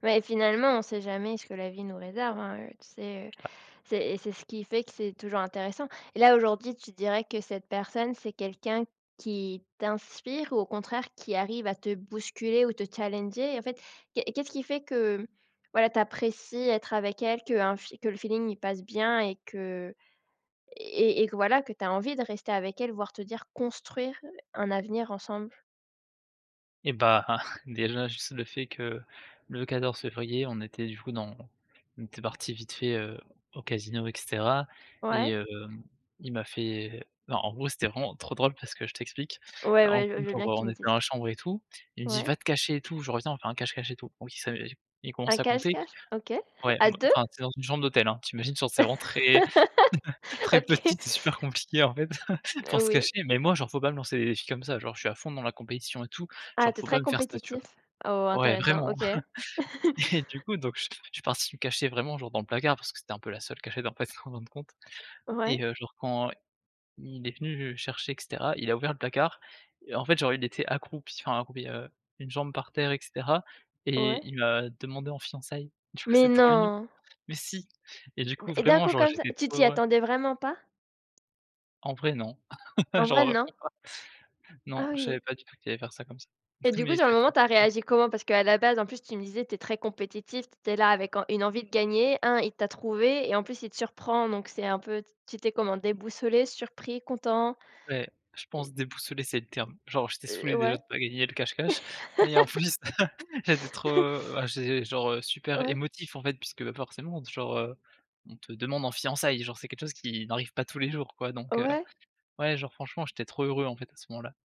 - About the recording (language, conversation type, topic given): French, podcast, Peux-tu raconter une rencontre qui a tout changé ?
- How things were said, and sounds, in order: unintelligible speech; stressed: "construire"; chuckle; tapping; chuckle; laugh; laughing while speaking: "très petit, c'est super compliqué, en fait, pour se cacher"; chuckle; chuckle; other background noise; chuckle; laughing while speaking: "revenais pas"; unintelligible speech; chuckle; laugh; stressed: "fiançailles"